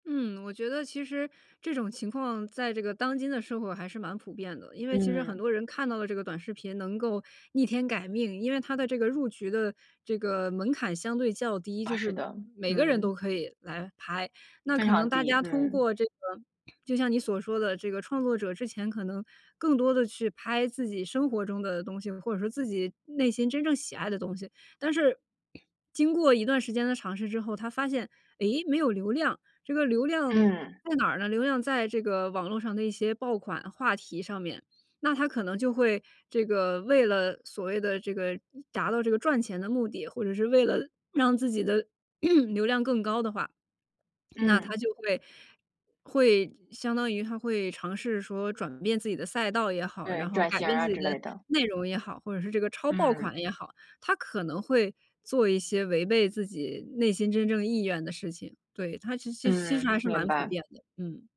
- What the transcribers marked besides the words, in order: other background noise; throat clearing
- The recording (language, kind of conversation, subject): Chinese, podcast, 你怎么看短视频对注意力碎片化的影响？